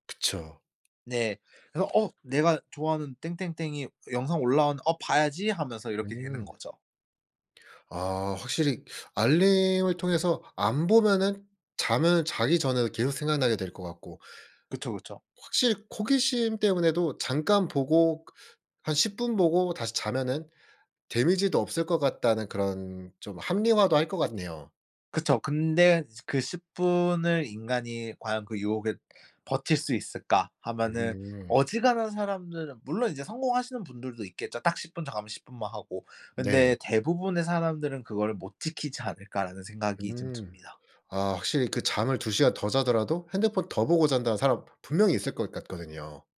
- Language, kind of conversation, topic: Korean, podcast, 취침 전에 스마트폰 사용을 줄이려면 어떻게 하면 좋을까요?
- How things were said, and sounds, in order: tapping; other background noise; teeth sucking; other noise; in English: "damage도"; laughing while speaking: "지키지 않을까.'라는"